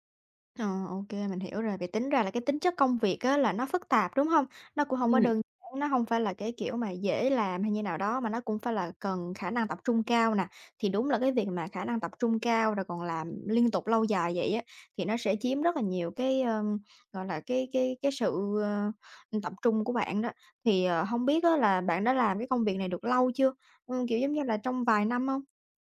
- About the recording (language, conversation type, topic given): Vietnamese, advice, Làm thế nào để vượt qua tình trạng kiệt sức và mất động lực sáng tạo sau thời gian làm việc dài?
- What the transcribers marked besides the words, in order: tapping